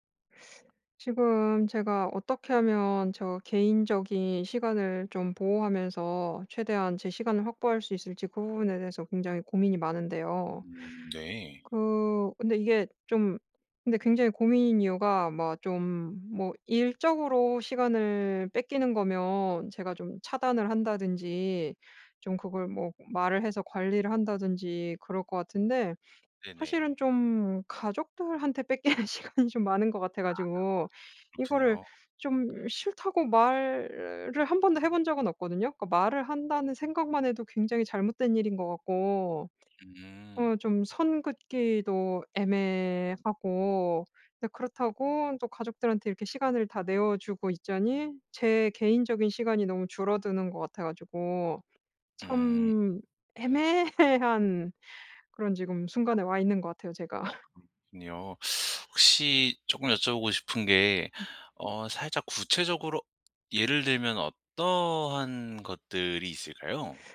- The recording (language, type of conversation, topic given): Korean, advice, 사적 시간을 실용적으로 보호하려면 어디서부터 어떻게 시작하면 좋을까요?
- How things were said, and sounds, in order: tapping; other background noise; laughing while speaking: "뺏기는 시간이"; laughing while speaking: "애매한"; laugh